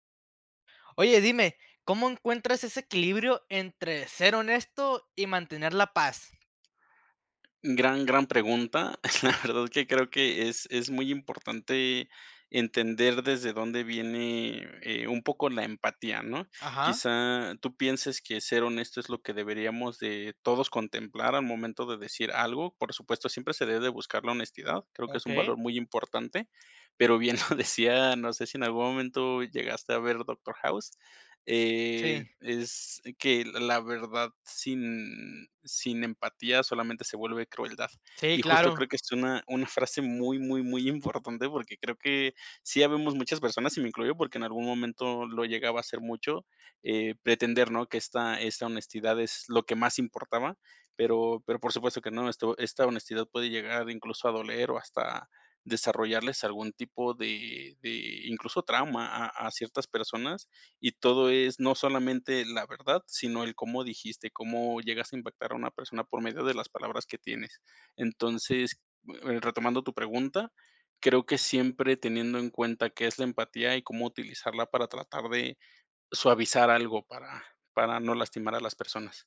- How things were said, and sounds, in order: laugh; laughing while speaking: "pero bien lo decía"
- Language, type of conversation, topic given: Spanish, podcast, ¿Cómo equilibras la honestidad con la armonía?